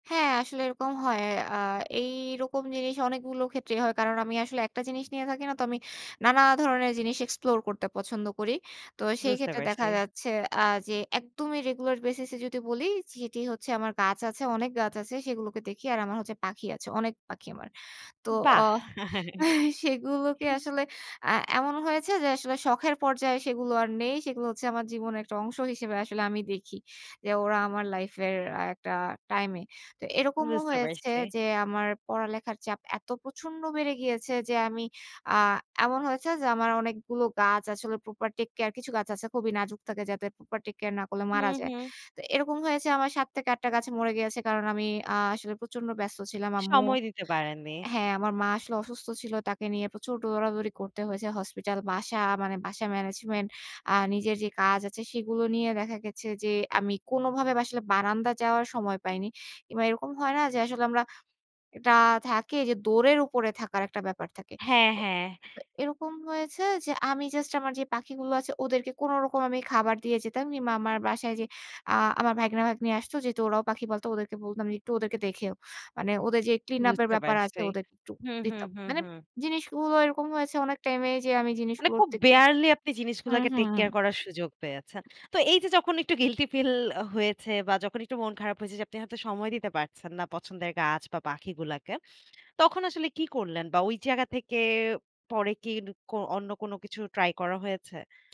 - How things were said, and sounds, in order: chuckle; tapping; "দৌড়ের" said as "দওরের"; other background noise
- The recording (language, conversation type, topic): Bengali, podcast, সময় কম থাকলে শখকে কীভাবে জীবনের অংশ করে টিকিয়ে রাখা যায়?